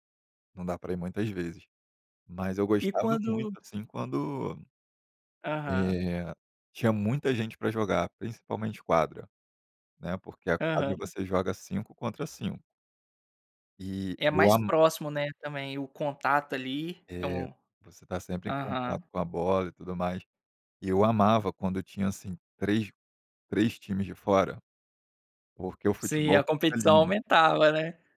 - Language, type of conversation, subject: Portuguese, podcast, Como o esporte une as pessoas na sua comunidade?
- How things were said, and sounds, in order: tapping